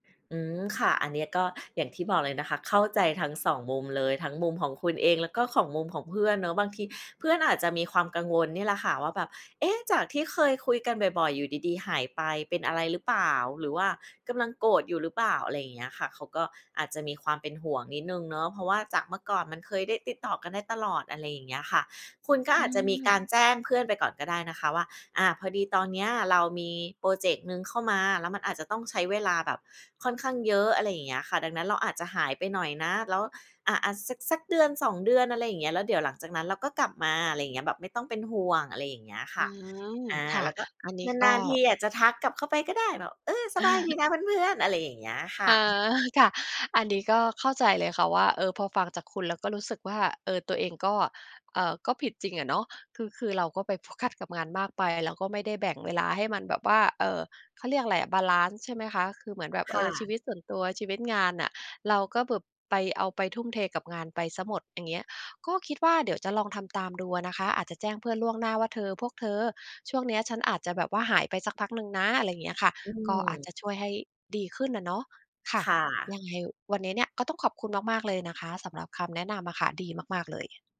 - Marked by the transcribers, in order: chuckle; "แบบ" said as "บึบ"
- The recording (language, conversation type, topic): Thai, advice, คุณควรทำอย่างไรเมื่อรู้สึกผิดที่ต้องเว้นระยะห่างจากคนรอบตัวเพื่อโฟกัสงาน?